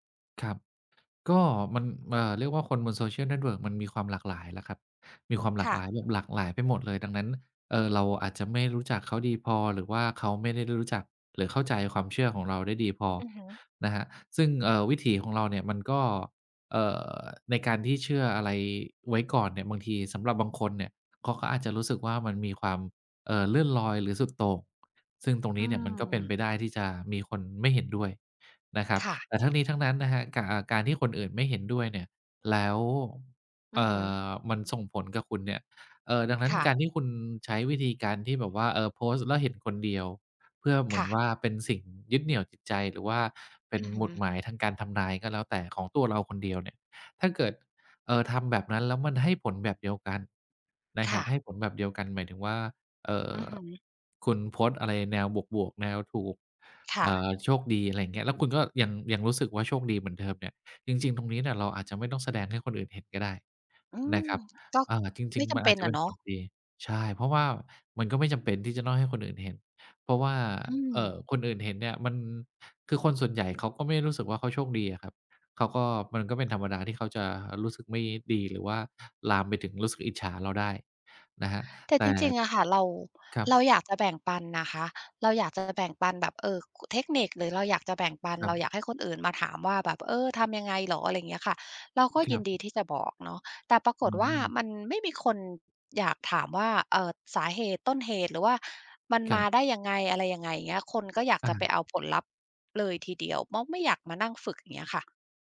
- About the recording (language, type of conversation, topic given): Thai, advice, ทำไมคุณถึงกลัวการแสดงความคิดเห็นบนโซเชียลมีเดียที่อาจขัดแย้งกับคนรอบข้าง?
- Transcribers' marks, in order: other background noise; tapping; "เขา" said as "เม้า"